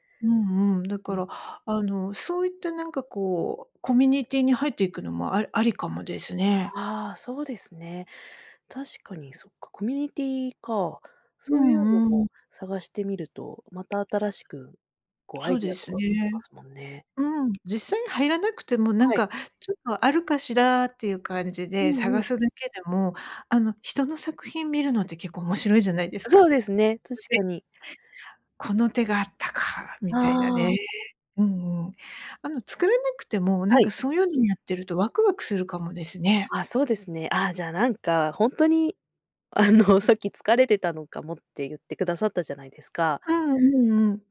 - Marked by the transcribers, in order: unintelligible speech
- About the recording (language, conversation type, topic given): Japanese, advice, 創作を習慣にしたいのに毎日続かないのはどうすれば解決できますか？